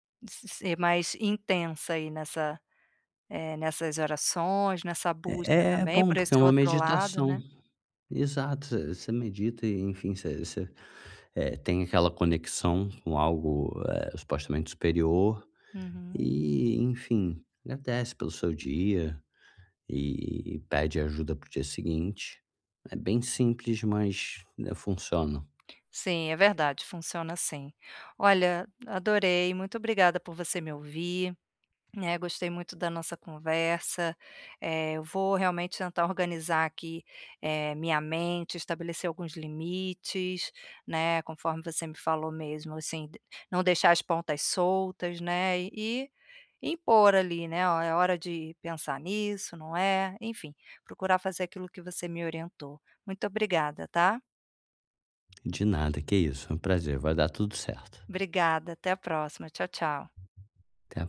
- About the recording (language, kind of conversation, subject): Portuguese, advice, Como é a sua rotina relaxante antes de dormir?
- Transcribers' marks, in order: other background noise